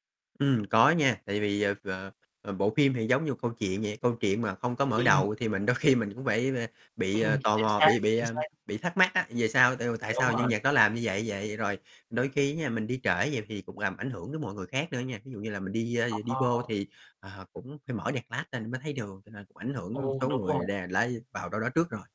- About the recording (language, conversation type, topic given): Vietnamese, podcast, Bạn có thể kể về một trải nghiệm xem phim hoặc đi hòa nhạc đáng nhớ của bạn không?
- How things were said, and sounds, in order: other background noise; static; laughing while speaking: "đôi khi mình"; chuckle; distorted speech; tapping; in English: "lát"; "flash" said as "lát"